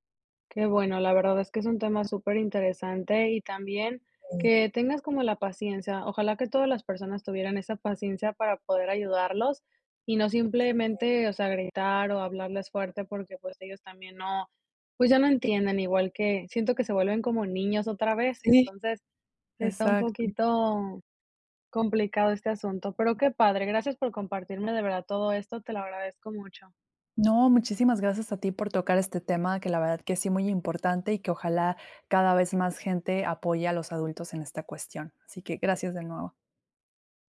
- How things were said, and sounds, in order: none
- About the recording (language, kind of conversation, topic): Spanish, podcast, ¿Cómo enseñar a los mayores a usar tecnología básica?